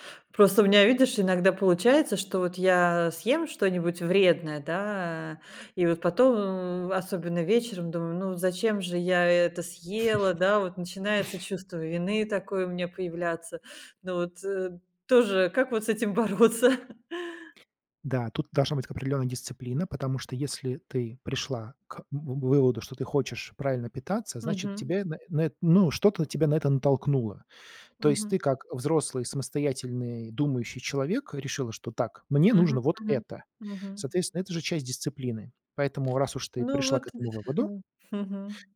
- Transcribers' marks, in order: chuckle; laughing while speaking: "бороться?"
- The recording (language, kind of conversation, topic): Russian, advice, Почему меня тревожит путаница из-за противоречивых советов по питанию?